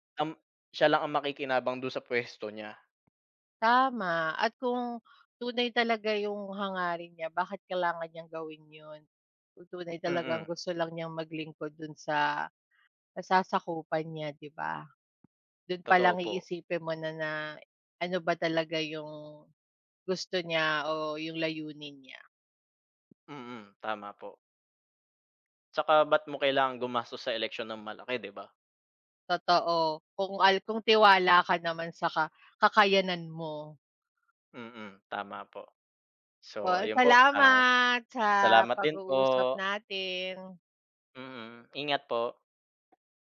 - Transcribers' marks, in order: tapping
- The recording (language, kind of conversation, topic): Filipino, unstructured, Ano ang nararamdaman mo kapag may mga isyu ng pandaraya sa eleksiyon?